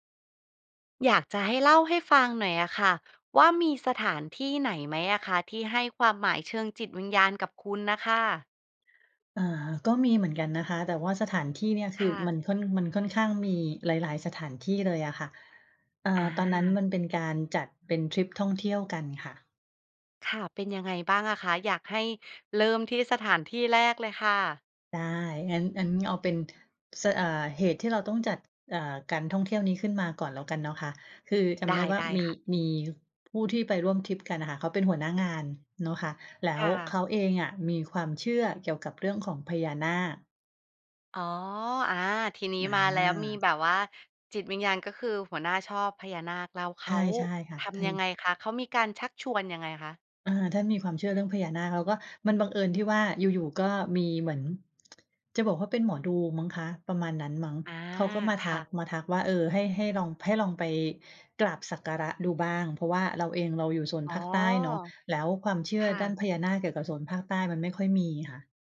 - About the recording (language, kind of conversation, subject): Thai, podcast, มีสถานที่ไหนที่มีความหมายทางจิตวิญญาณสำหรับคุณไหม?
- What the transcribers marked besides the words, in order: other background noise; other noise